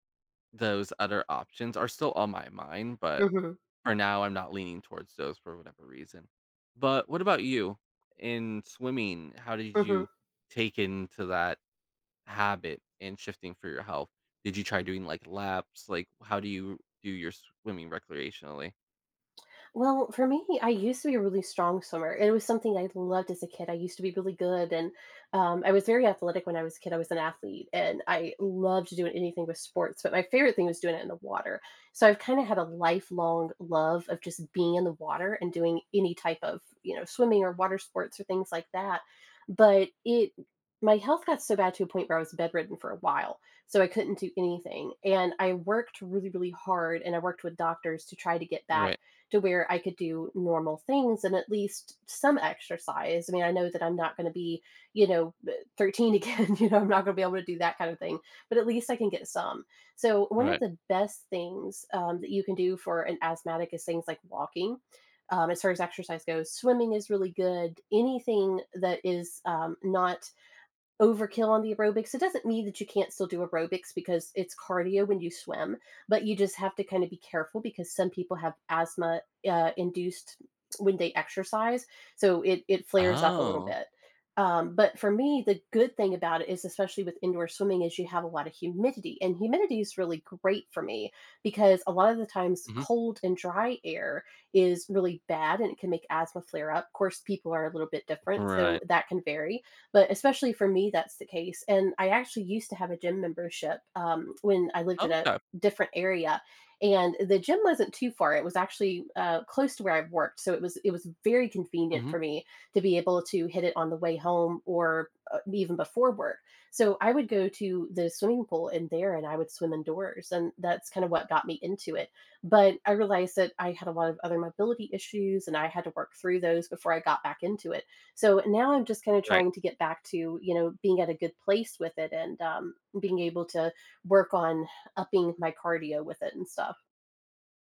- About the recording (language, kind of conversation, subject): English, unstructured, How can I balance enjoying life now and planning for long-term health?
- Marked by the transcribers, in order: laughing while speaking: "again"; tapping